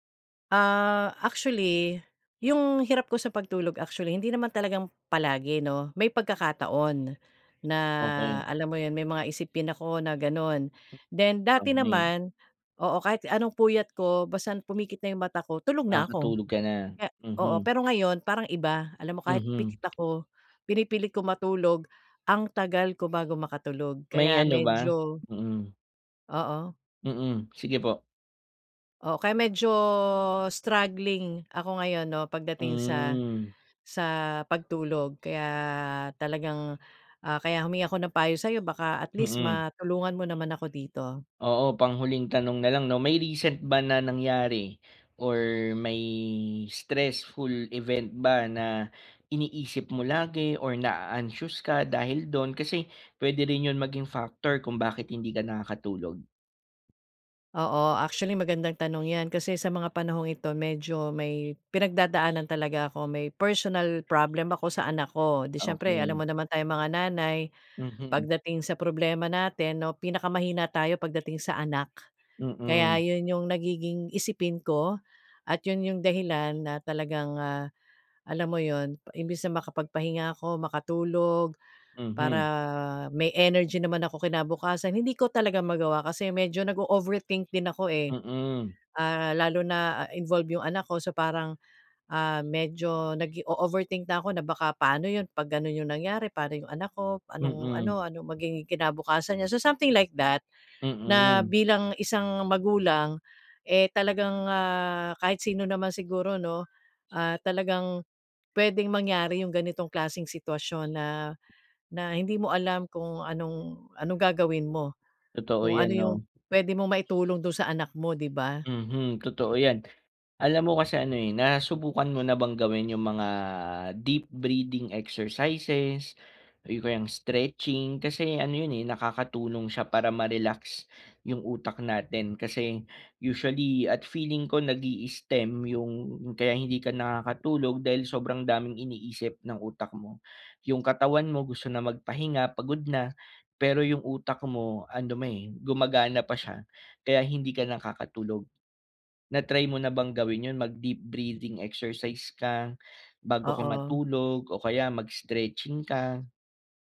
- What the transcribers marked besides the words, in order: tapping; other background noise
- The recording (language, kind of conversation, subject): Filipino, advice, Paano ako makakabuo ng simpleng ritwal bago matulog para mas gumanda ang tulog ko?